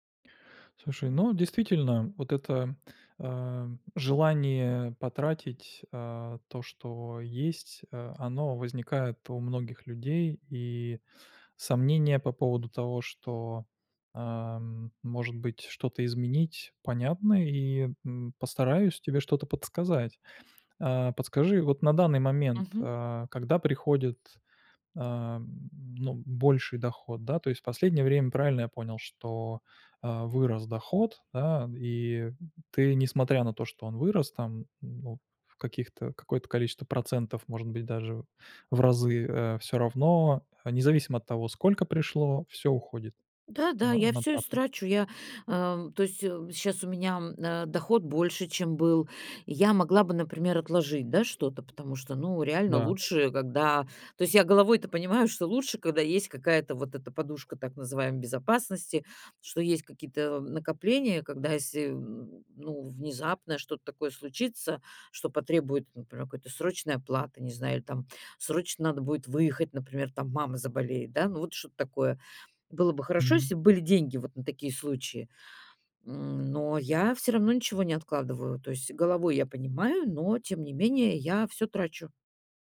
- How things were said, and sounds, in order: other background noise
- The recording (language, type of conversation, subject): Russian, advice, Как не тратить больше денег, когда доход растёт?